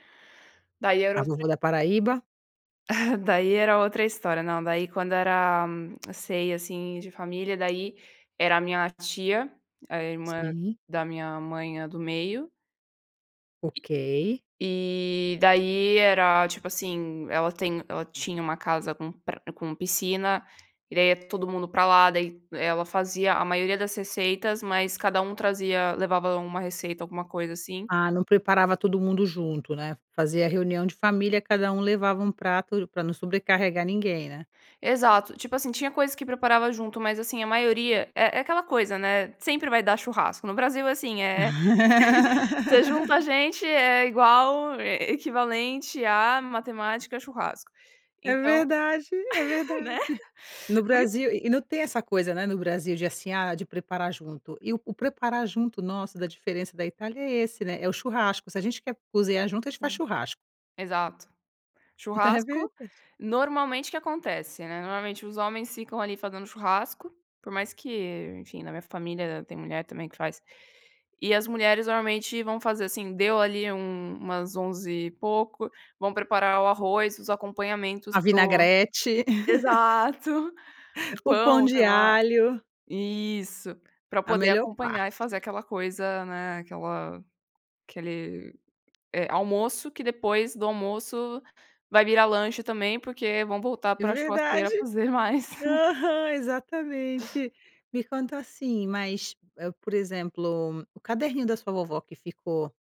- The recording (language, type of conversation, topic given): Portuguese, podcast, Tem alguma receita de família que virou ritual?
- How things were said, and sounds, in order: chuckle; tapping; laugh; chuckle; laugh; laugh; chuckle